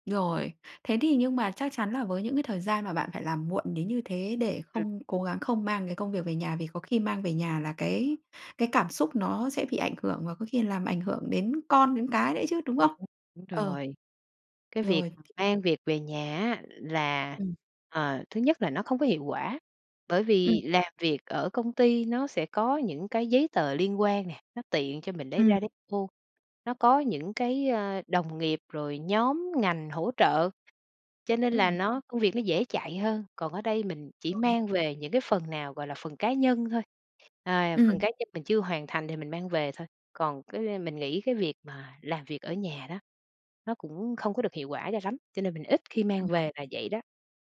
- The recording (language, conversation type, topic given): Vietnamese, podcast, Bạn xử lý thế nào khi công việc lấn sang thời gian cá nhân của mình?
- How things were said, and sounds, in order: unintelligible speech; tapping; other background noise